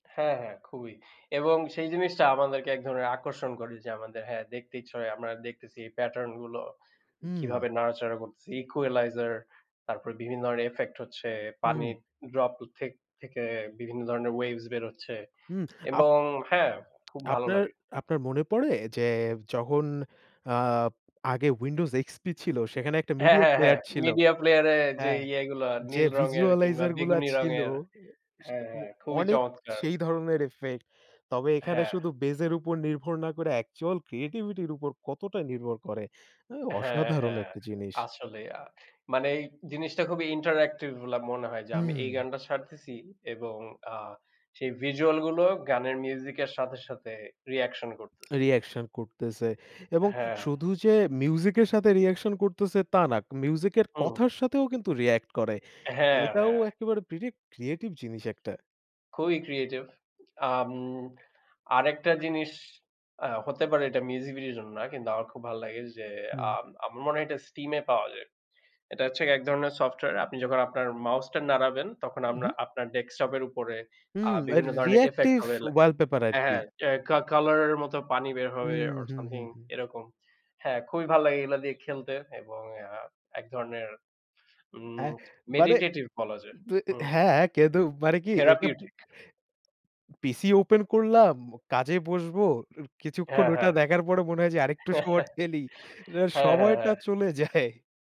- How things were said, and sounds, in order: tapping; in English: "pattern"; in English: "ওয়েভস"; other background noise; in English: "visualizer"; in English: "actual creativity"; in English: "interactive"; in English: "pretty creative"; in English: "reactive wallpaper"; in English: "or something"; in English: "meditative"; unintelligible speech; in English: "therapeutic"; other noise; chuckle; laughing while speaking: "যায়"
- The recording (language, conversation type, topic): Bengali, unstructured, কোন ধরনের সঙ্গীত ভিডিও আপনার মনোযোগ আকর্ষণ করে?